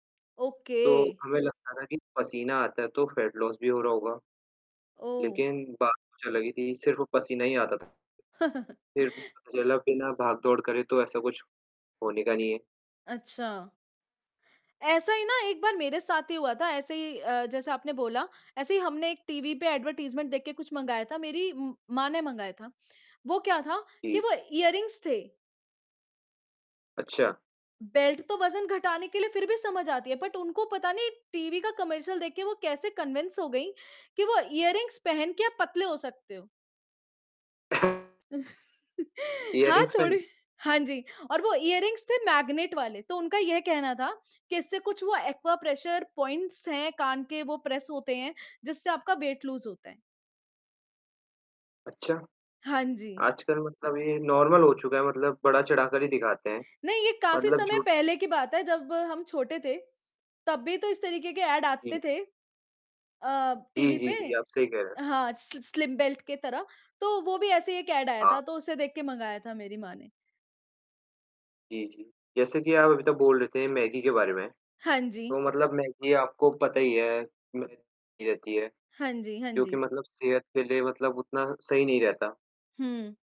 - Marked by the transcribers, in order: static; in English: "ओके"; in English: "फ़ैट लॉस"; laugh; in English: "टीवी"; in English: "एडवर्टाइज़मेंट"; in English: "ईयररिंग्स"; in English: "बेल्ट"; in English: "बट"; in English: "टीवी"; in English: "कमर्शियल"; in English: "कन्वेंस"; in English: "ईयररिंग्स"; other background noise; laugh; in English: "ईयररिंग्समेंट?"; in English: "ईयररिंग्स"; in English: "मैग्नेट"; in English: "एक्वाप्रेशर पॉइंट्स"; in English: "प्रेस"; in English: "वेट लूज़"; in English: "नॉर्मल"; in English: "ऐड"; in English: "स्लिम बेल्ट"; in English: "ऐड"
- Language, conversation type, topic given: Hindi, unstructured, क्या विज्ञापनों में झूठ बोलना आम बात है?